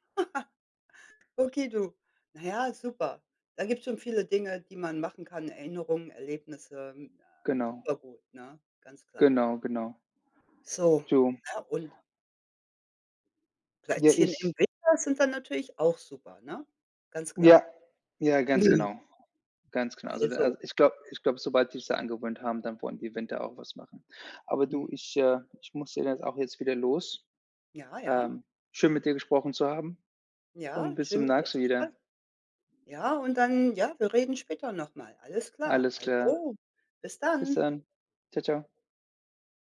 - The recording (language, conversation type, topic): German, unstructured, Welche Jahreszeit magst du am liebsten und warum?
- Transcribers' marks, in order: chuckle; other background noise; unintelligible speech; joyful: "bis dann"